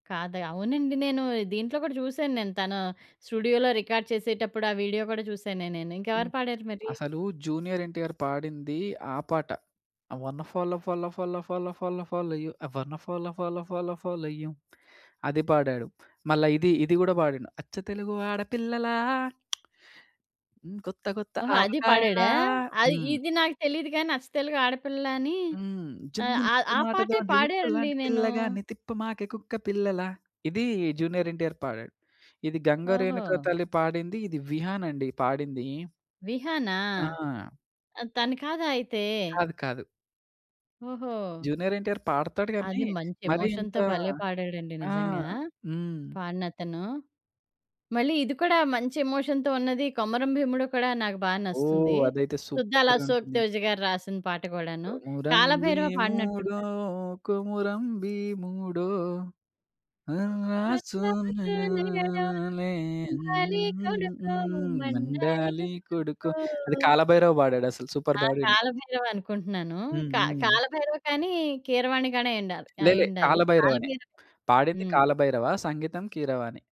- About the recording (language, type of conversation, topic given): Telugu, podcast, కొత్త సంగీతాన్ని కనుగొనడంలో ఇంటర్నెట్ మీకు ఎంతవరకు తోడ్పడింది?
- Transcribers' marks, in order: in English: "స్టూడియోలో రికార్డ్"; singing: "అ వనో ఫాలో ఫాలో ఫాలో … ఫాలో ఫాలో యు"; in English: "అ వనో ఫాలో ఫాలో ఫాలో … ఫాలో ఫాలో యు"; singing: "అచ్చ తెలుగు ఆడపిల్లలా. హ్మ్. కొత్త కొత్త ఆవకాయలా"; tongue click; singing: "జున్ను ముక్క మాటతోటి ఉక్కు లాంటి పిల్లగాన్ని తిప్పమాకే కుక్క పిల్లలా"; tapping; in English: "ఎమోషన్‌తో"; in English: "ఎమోషన్‌తో"; singing: "కొమురం భీముడో, కొమురం భీముడో. నరాసు మె"; humming a tune; singing: "కొర్రసు నెగడోలే మండాలి కొడుకో, మండాలి కొడుకో"; singing: "మండాలి కొడుకు"; in English: "సూపర్"